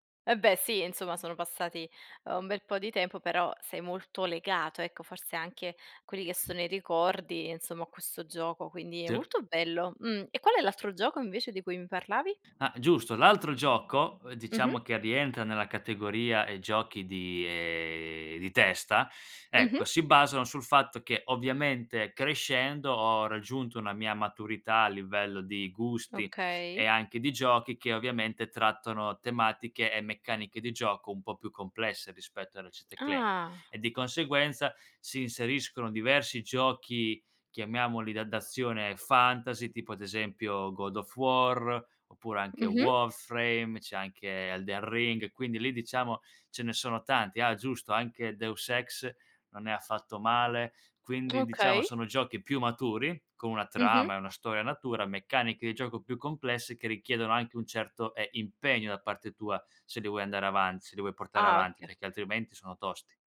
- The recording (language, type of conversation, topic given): Italian, podcast, Qual è un hobby che ti fa sentire di aver impiegato bene il tuo tempo e perché?
- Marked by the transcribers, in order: drawn out: "ehm"; drawn out: "Ah"; "okay" said as "ache"